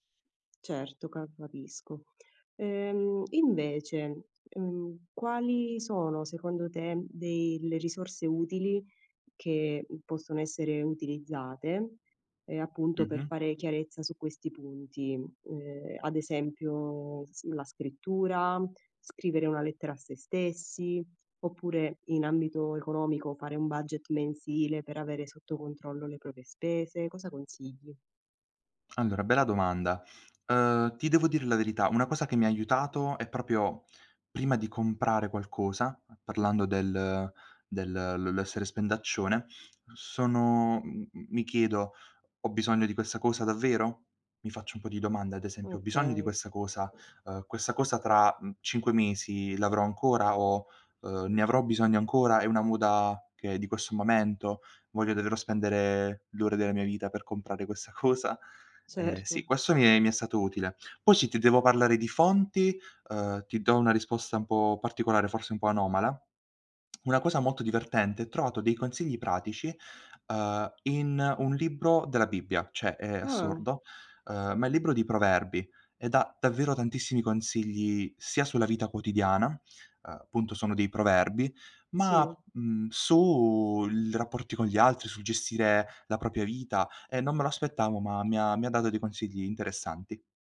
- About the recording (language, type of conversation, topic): Italian, podcast, Quale consiglio daresti al tuo io più giovane?
- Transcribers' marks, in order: "proprie" said as "propie"; "proprio" said as "propio"; other background noise; "cioè" said as "ceh"; "propria" said as "propia"